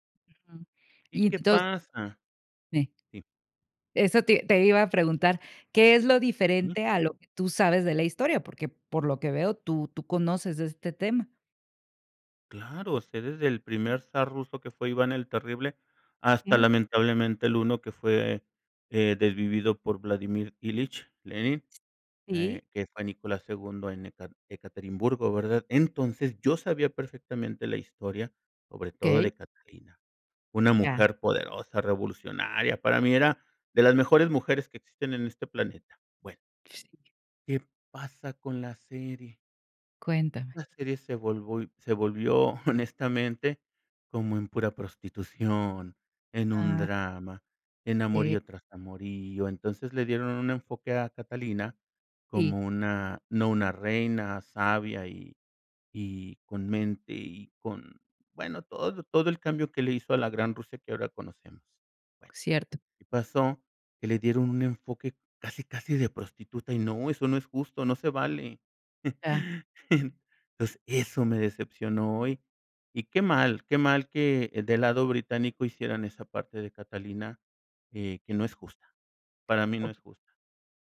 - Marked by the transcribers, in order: other background noise; unintelligible speech; "volvió" said as "volvói"; laughing while speaking: "honestamente"; chuckle
- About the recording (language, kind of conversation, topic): Spanish, podcast, ¿Cómo influyen las redes sociales en la popularidad de una serie?